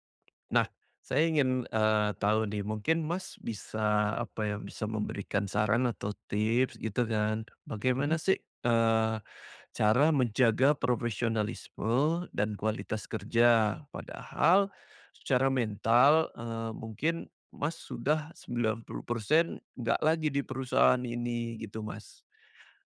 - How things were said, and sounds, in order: other background noise
- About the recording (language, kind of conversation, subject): Indonesian, podcast, Apa saja tanda bahwa sudah waktunya kamu ganti pekerjaan?